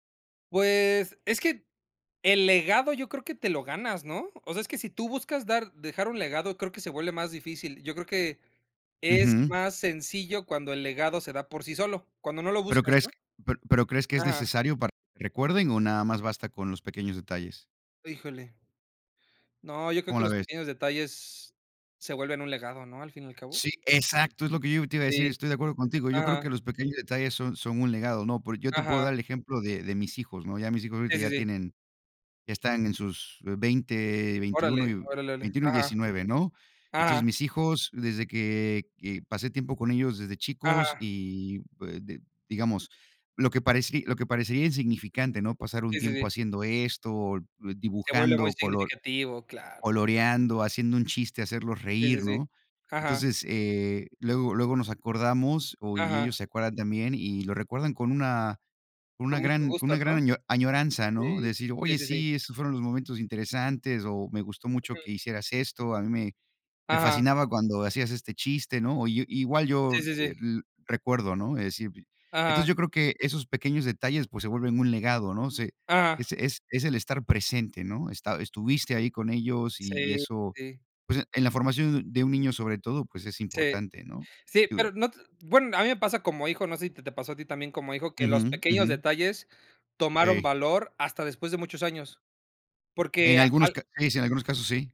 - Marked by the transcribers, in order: none
- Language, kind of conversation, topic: Spanish, unstructured, ¿Cómo te gustaría que te recordaran después de morir?
- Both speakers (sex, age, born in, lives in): male, 35-39, Mexico, Mexico; male, 50-54, United States, United States